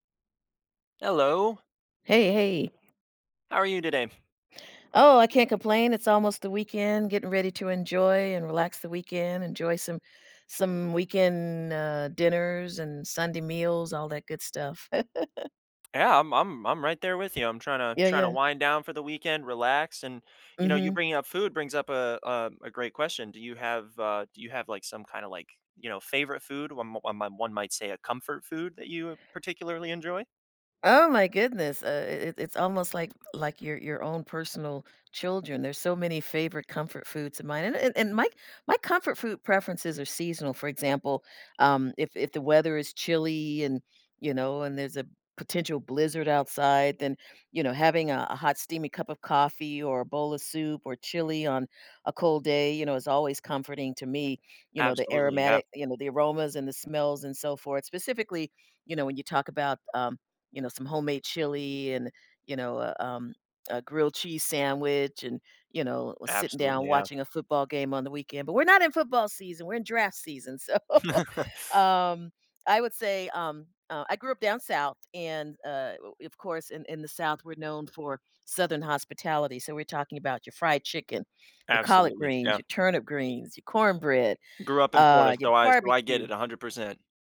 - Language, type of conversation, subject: English, unstructured, What is your favorite comfort food, and why?
- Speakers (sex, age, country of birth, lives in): female, 60-64, United States, United States; male, 20-24, United States, United States
- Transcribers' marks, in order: tapping; other background noise; laugh; tsk; lip smack; laugh; laughing while speaking: "So"